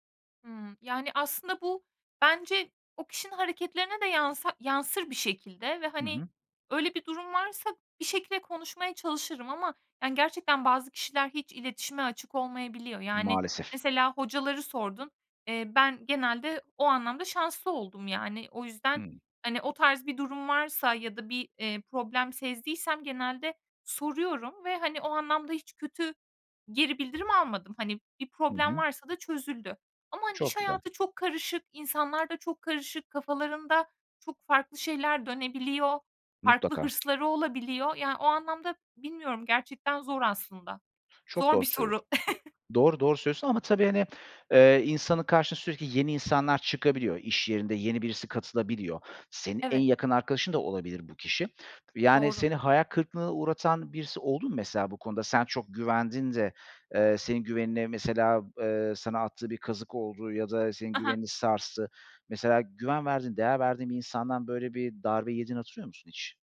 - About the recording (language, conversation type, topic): Turkish, podcast, Güven kırıldığında, güveni yeniden kurmada zaman mı yoksa davranış mı daha önemlidir?
- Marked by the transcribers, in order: other background noise; tapping; chuckle